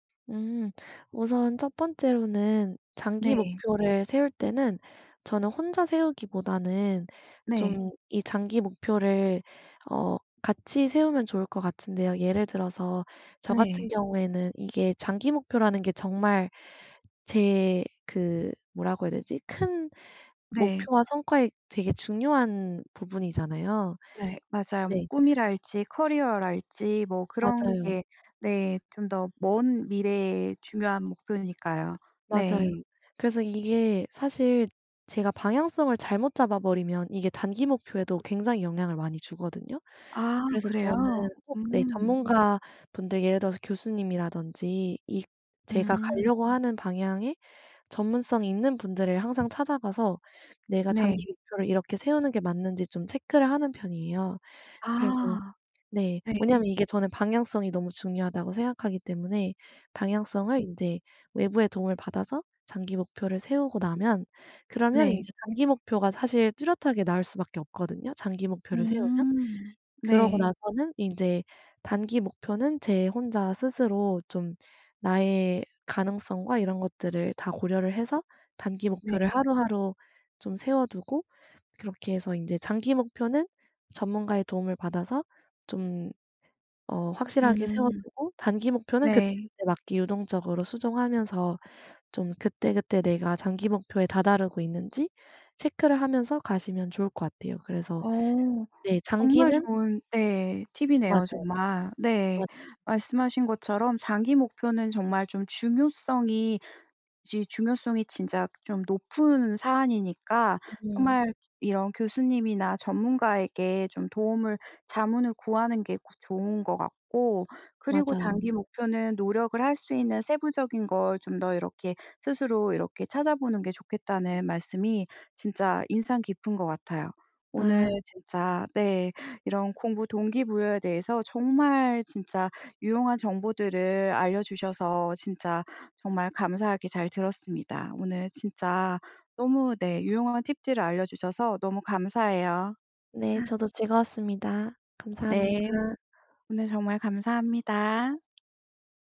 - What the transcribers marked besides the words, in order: other background noise; gasp; tapping
- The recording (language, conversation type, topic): Korean, podcast, 공부 동기는 보통 어떻게 유지하시나요?